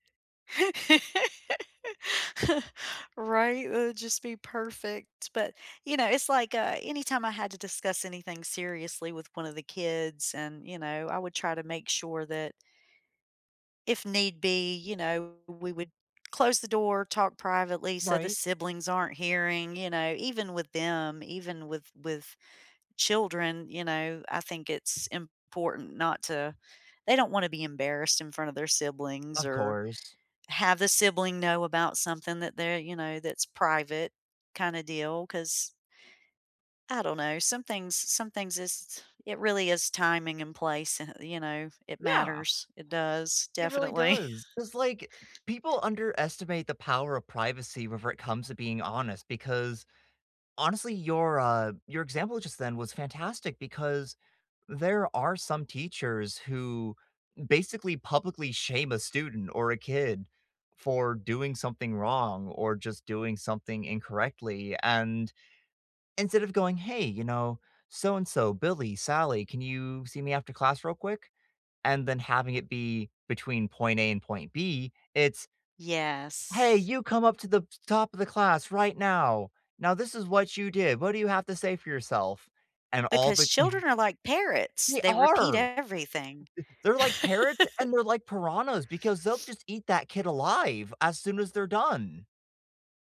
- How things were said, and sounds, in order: laugh; chuckle; chuckle; chuckle
- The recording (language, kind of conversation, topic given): English, unstructured, How do you balance honesty and kindness to build trust and closeness?